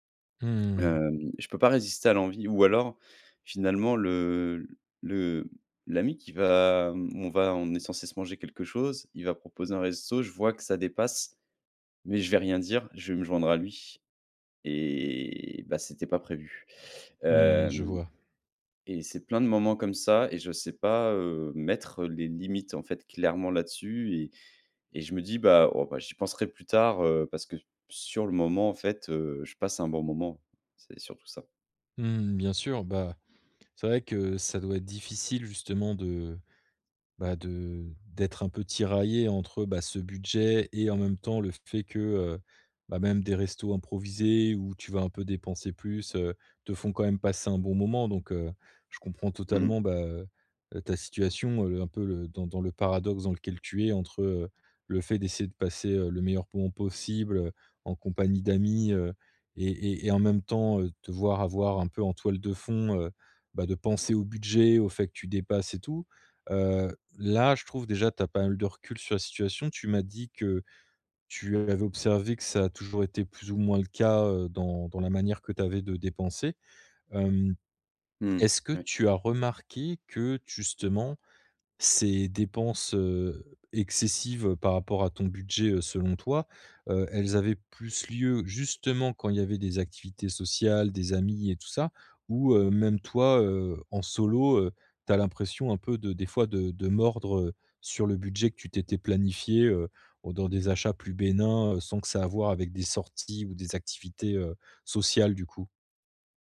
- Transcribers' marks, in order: drawn out: "Et"; stressed: "mettre"; other background noise; stressed: "justement"
- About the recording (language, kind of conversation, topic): French, advice, Comment éviter que la pression sociale n’influence mes dépenses et ne me pousse à trop dépenser ?
- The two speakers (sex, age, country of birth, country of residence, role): male, 30-34, France, France, user; male, 35-39, France, France, advisor